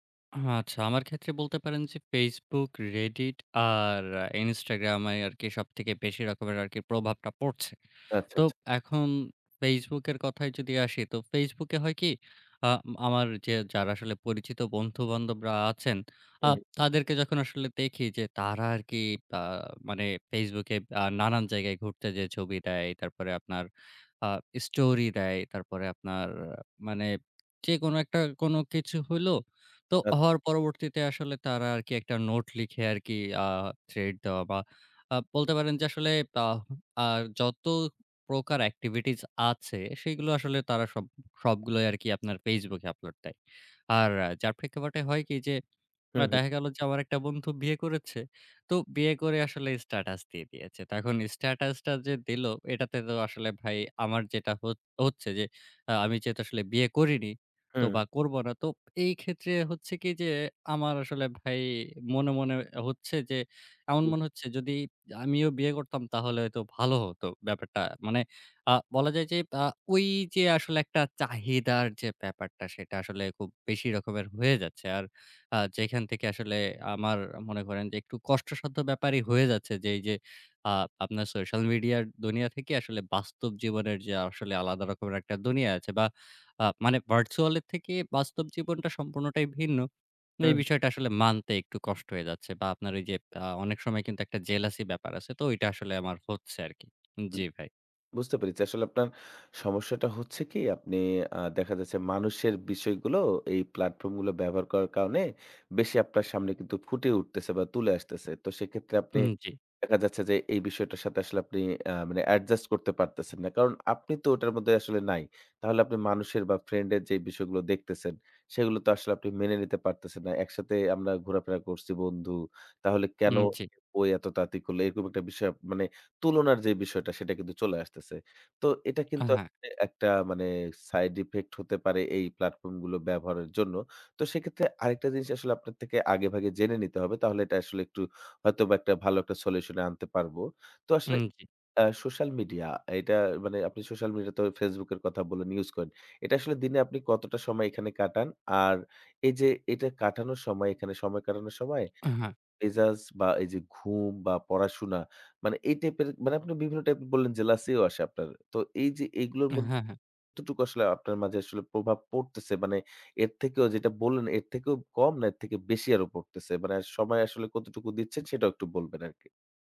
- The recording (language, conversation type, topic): Bengali, advice, সোশ্যাল মিডিয়ায় সফল দেখানোর চাপ আপনি কীভাবে অনুভব করেন?
- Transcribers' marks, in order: lip smack; other background noise; horn; unintelligible speech; unintelligible speech